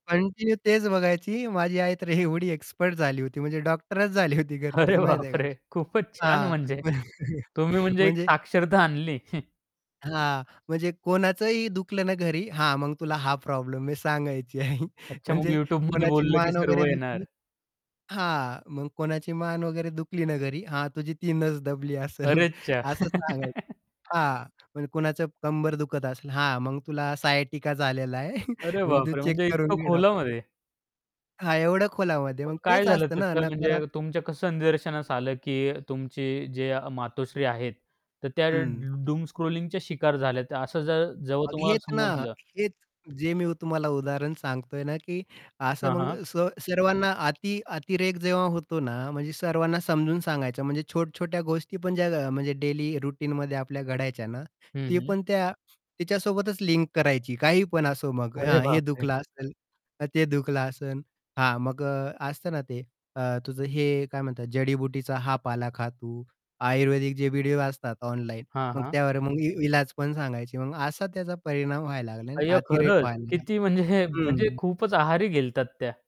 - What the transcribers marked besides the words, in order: in English: "कंटिन्यू"; laughing while speaking: "एवढी एक्सपर्ट झाली होती, म्हणजे डॉक्टरच झाली होती घरचीच माहिती आहे का?"; laughing while speaking: "अरे बापरे! खूपच छान म्हणजे"; laughing while speaking: "म्हण"; laughing while speaking: "आणली"; chuckle; other background noise; laughing while speaking: "आई"; distorted speech; chuckle; tapping; laugh; in English: "सायटिका"; chuckle; in English: "चेक"; static; in English: "डूम स्क्रॉलिंगच्या"; in English: "डेली रुटीनमध्ये"; laughing while speaking: "म्हणजे"; "गेल्या होत्या" said as "गेलतात"
- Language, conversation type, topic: Marathi, podcast, डूमस्क्रोलिंगची सवय सोडण्यासाठी तुम्ही काय केलं किंवा काय सुचवाल?